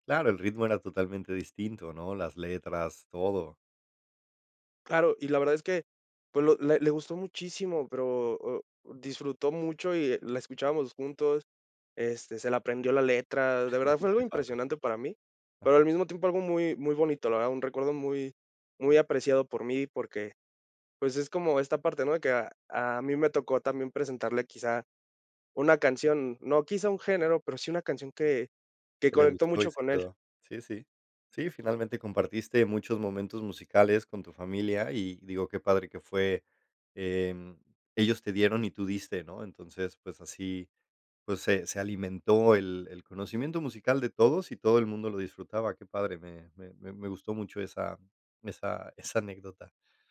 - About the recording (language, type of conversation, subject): Spanish, podcast, ¿Cómo influyó tu familia en tus gustos musicales?
- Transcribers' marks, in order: chuckle